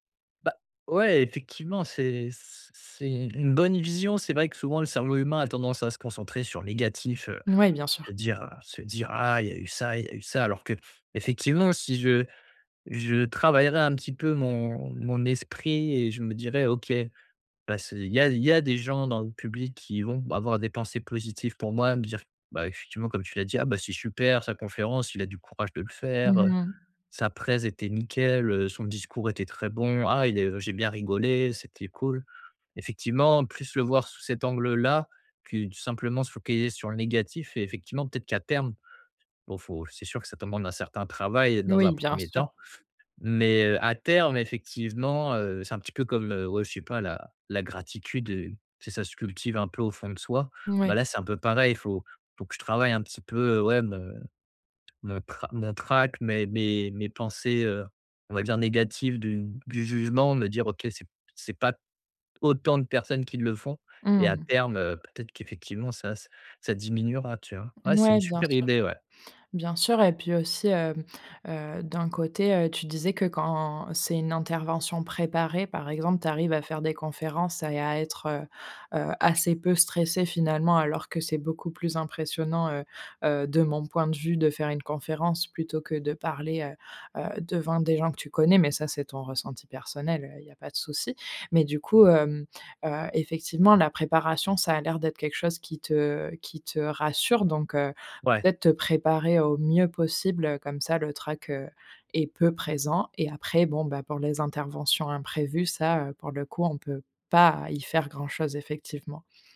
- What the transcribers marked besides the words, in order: "présentation" said as "prèz"; stressed: "autant"; stressed: "pas"
- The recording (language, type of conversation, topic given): French, advice, Comment puis-je mieux gérer mon trac et mon stress avant de parler en public ?